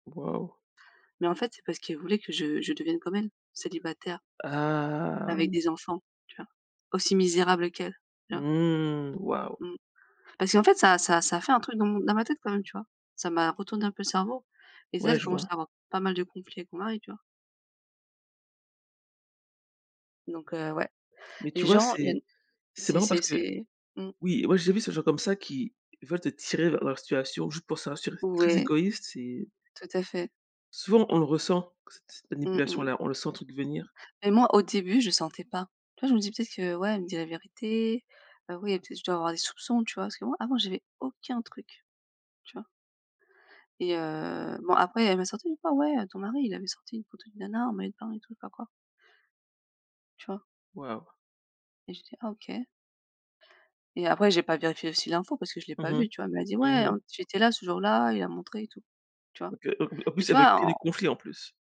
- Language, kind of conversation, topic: French, unstructured, Est-il acceptable de manipuler pour réussir ?
- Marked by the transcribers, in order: drawn out: "Ah"